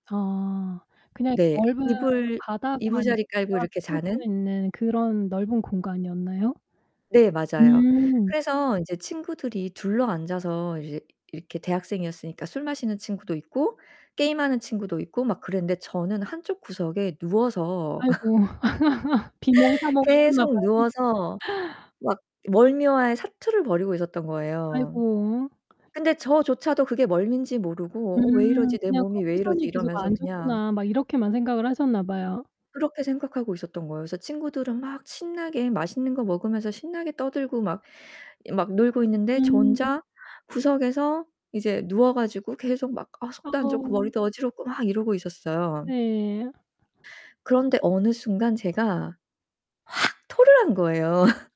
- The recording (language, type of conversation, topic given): Korean, podcast, 오래 기억에 남는 친구와의 일화가 있으신가요?
- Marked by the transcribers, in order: distorted speech; laugh; laugh